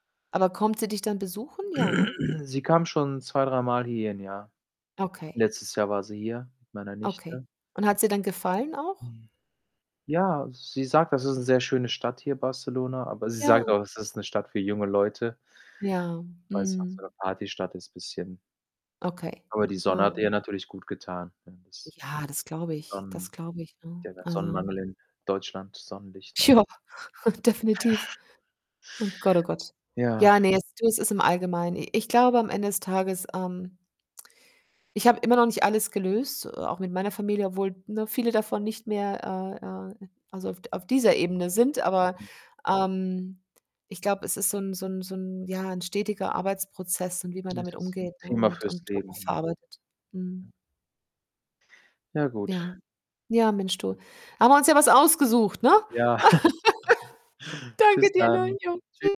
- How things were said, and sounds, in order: throat clearing; static; distorted speech; other background noise; laughing while speaking: "sie"; tapping; laughing while speaking: "Jo"; chuckle; chuckle; laugh; joyful: "Danke dir, ne? Jo, tschü"
- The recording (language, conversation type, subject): German, unstructured, Wie gehst du mit Streit in der Familie um?